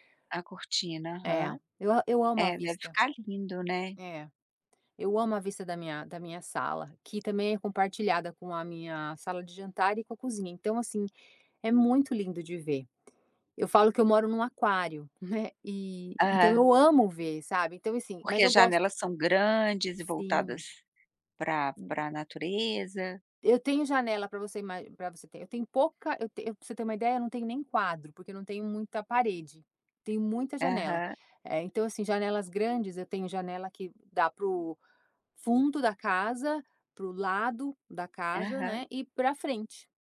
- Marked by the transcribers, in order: other noise
- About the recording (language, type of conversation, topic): Portuguese, podcast, O que deixa um lar mais aconchegante para você?